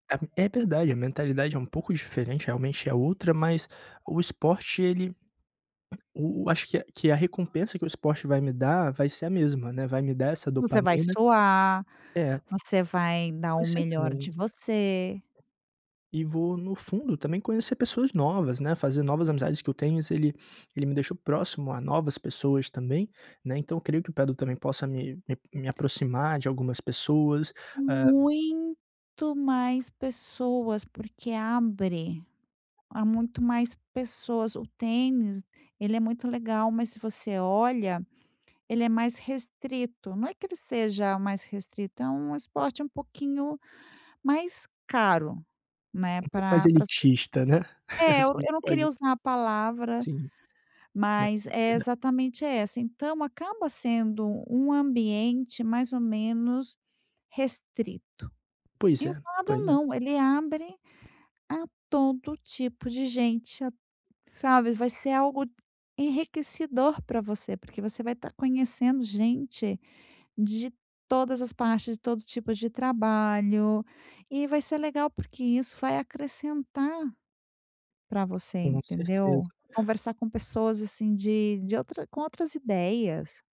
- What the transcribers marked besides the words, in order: tapping; sniff; laugh; unintelligible speech
- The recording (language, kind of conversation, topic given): Portuguese, advice, Como posso começar um novo hobby sem ficar desmotivado?